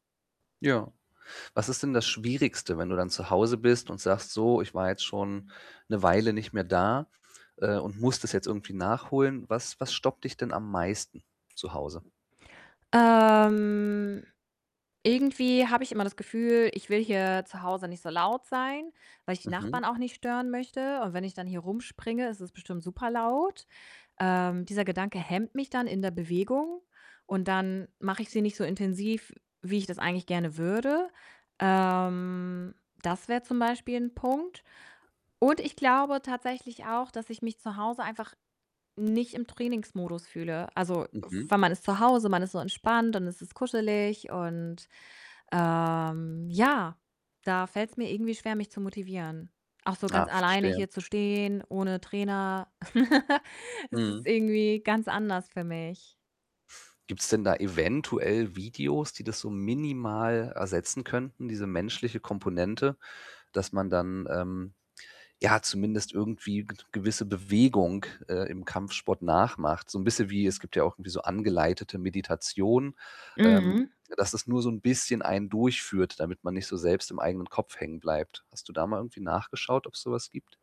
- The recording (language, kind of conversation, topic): German, advice, Wie finde ich trotz vieler Verpflichtungen Zeit für meine Leidenschaften?
- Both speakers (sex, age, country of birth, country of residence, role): female, 30-34, Germany, Germany, user; male, 35-39, Germany, Germany, advisor
- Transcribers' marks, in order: static; other background noise; distorted speech; drawn out: "Ähm"; tapping; laugh